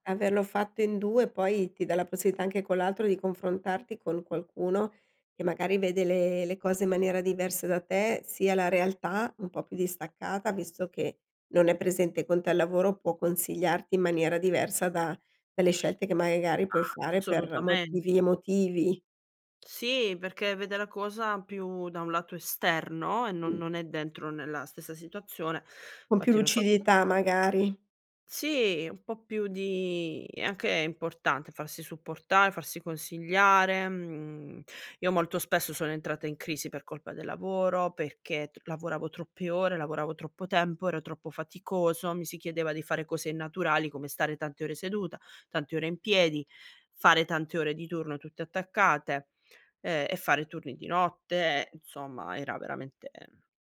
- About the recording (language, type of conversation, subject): Italian, podcast, Quali segnali indicano che è ora di cambiare lavoro?
- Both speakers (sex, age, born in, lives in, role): female, 35-39, Italy, Italy, guest; female, 50-54, Italy, Italy, host
- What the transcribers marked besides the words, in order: "magari" said as "maigari"